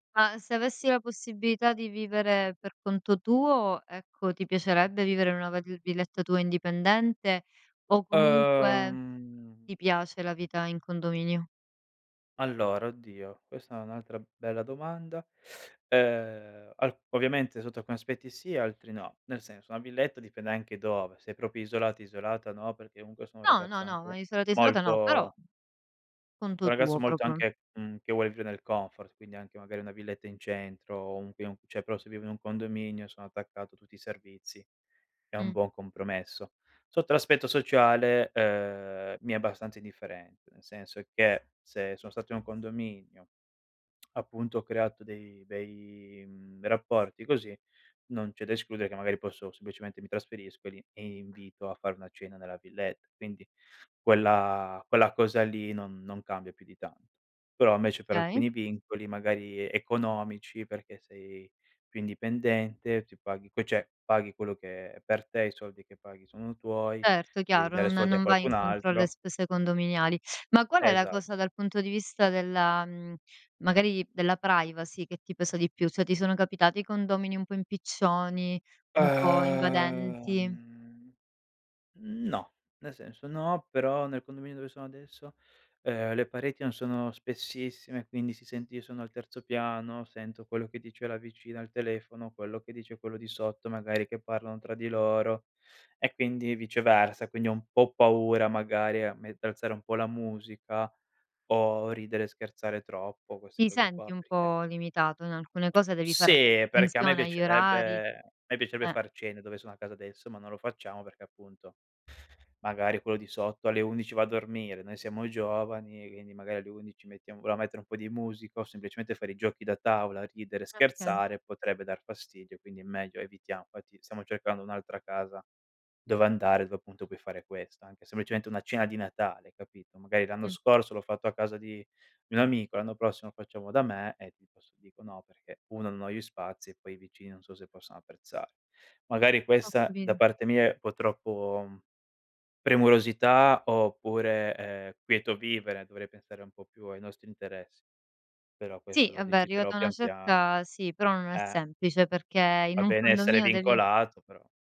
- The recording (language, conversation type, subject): Italian, podcast, Come si crea fiducia tra vicini, secondo te?
- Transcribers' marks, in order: drawn out: "Ehm"; teeth sucking; "proprio" said as "propio"; "comunque" said as "unque"; tapping; "proprio" said as "propron"; "cioè" said as "ceh"; "Okay" said as "kay"; "cioè" said as "ceh"; other background noise; "Cioè" said as "ceh"; drawn out: "Ehm"; lip smack; "quindi" said as "uindi"; "vogliamo" said as "vuà"; unintelligible speech; "capito" said as "capido"; "vabbè" said as "abbè"